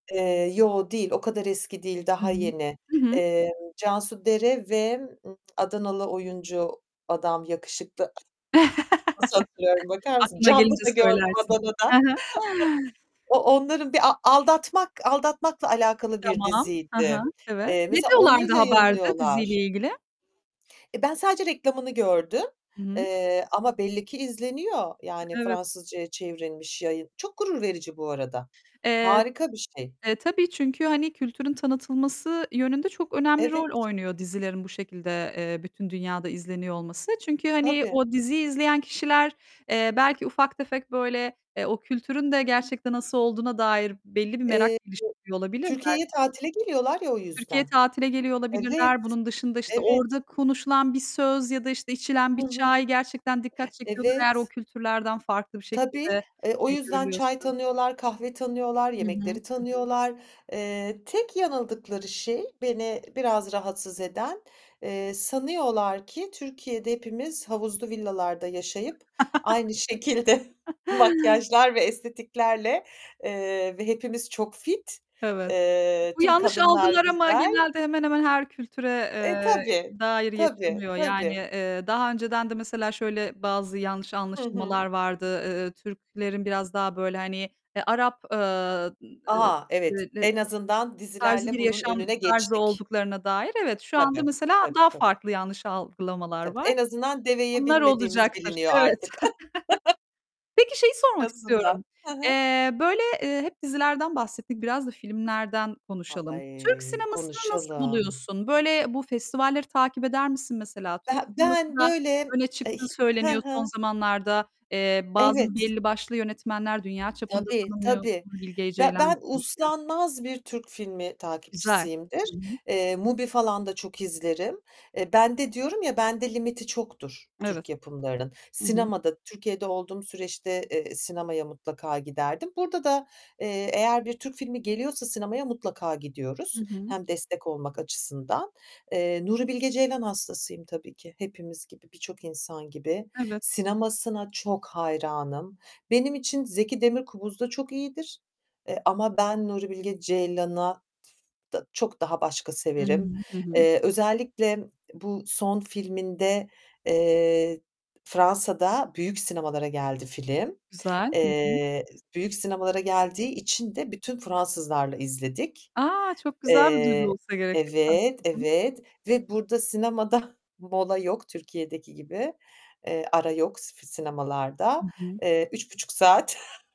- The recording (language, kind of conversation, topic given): Turkish, podcast, Yerli diziler ve filmler hakkında ne düşünüyorsun?
- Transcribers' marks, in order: static; distorted speech; lip smack; other background noise; chuckle; chuckle; tapping; laugh; laughing while speaking: "şekilde"; unintelligible speech; chuckle; laugh; drawn out: "Ay"; laughing while speaking: "sinemada"; laugh